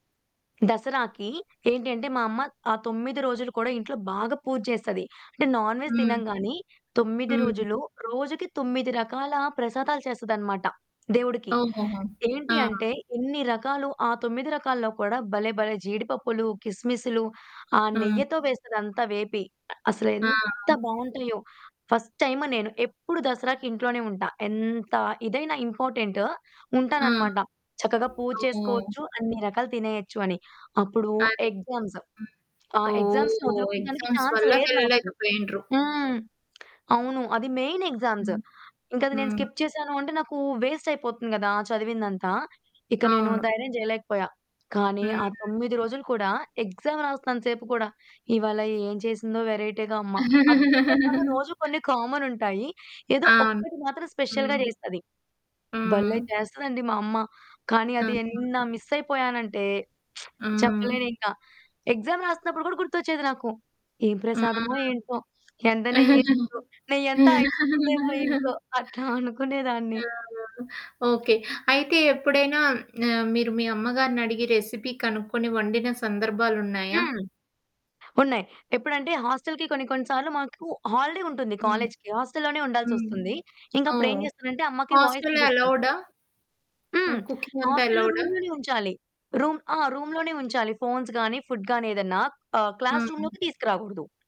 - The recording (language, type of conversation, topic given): Telugu, podcast, వేరే చోటికి వెళ్లినప్పుడు ఆహారం మీకు ఇంటి జ్ఞాపకాలు ఎలా గుర్తు చేస్తుంది?
- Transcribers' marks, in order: in English: "నాన్ వెజ్"; static; stressed: "అసలేంత"; in English: "ఫస్ట్ టైమ్"; in English: "ఎగ్జామ్స్"; in English: "ఎగ్జామ్స్‌ని"; in English: "ఎగ్జామ్స్"; in English: "చాన్స్"; in English: "మెయిన్ ఎగ్జామ్స్"; in English: "స్కిప్"; in English: "వేస్ట్"; in English: "ఎగ్జామ్"; in English: "వెరైటీగా"; distorted speech; laugh; in English: "స్పెషల్‌గా"; in English: "మిస్"; lip smack; in English: "ఎగ్జామ్"; laugh; laughing while speaking: "అట్లా అనుకునేదాన్ని"; other background noise; in English: "రెసిపీ"; in English: "హాలిడే"; in English: "వాయిస్ మెసేజ్"; in English: "కుకింగ్"; in English: "రూమ్"; in English: "రూమ్"; in English: "రూమ్‌లోనే"; in English: "ఫోన్స్"; in English: "ఫుడ్"; in English: "క్లాస్ రూమ్‌లోకి"; tapping